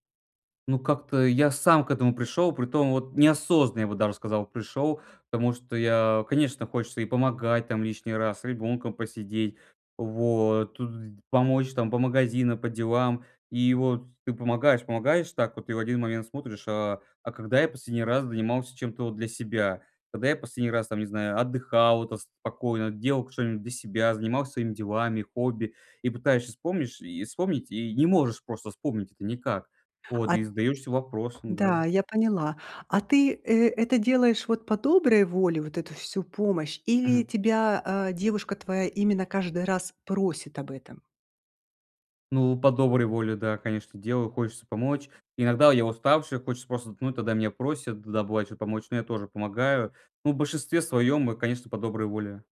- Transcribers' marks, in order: tapping; "что-нибудь" said as "что-нить"
- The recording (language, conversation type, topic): Russian, advice, Как мне сочетать семейные обязанности с личной жизнью и не чувствовать вины?